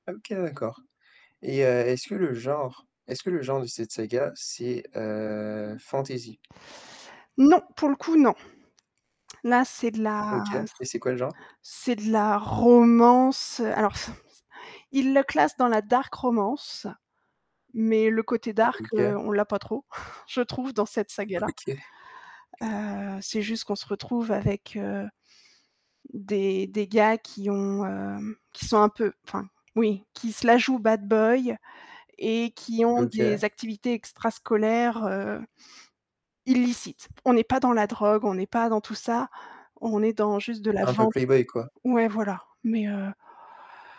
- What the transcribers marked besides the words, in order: other background noise; distorted speech; static; tapping; chuckle; in English: "dark"; in English: "dark"; chuckle; laughing while speaking: "OK"
- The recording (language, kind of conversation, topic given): French, podcast, Que penses-tu des adaptations de livres au cinéma, en général ?